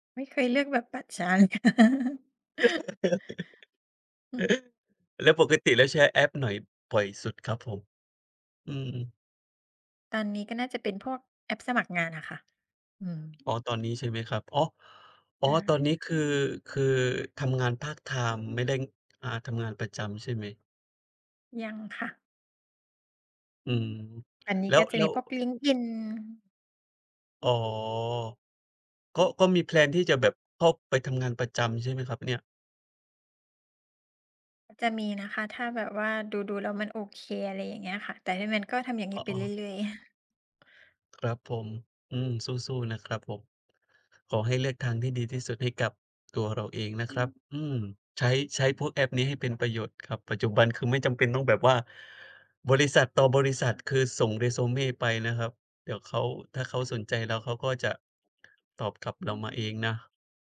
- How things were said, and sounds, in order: laugh; chuckle; other background noise; tapping; chuckle
- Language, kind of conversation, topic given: Thai, unstructured, คุณชอบใช้แอปพลิเคชันอะไรที่ทำให้ชีวิตสนุกขึ้น?